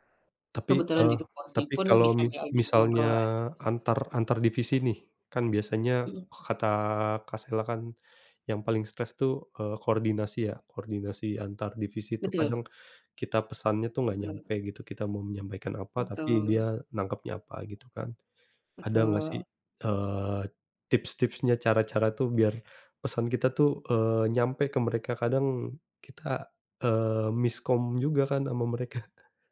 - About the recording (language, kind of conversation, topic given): Indonesian, unstructured, Bagaimana cara kamu mengatasi stres di tempat kerja?
- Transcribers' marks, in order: none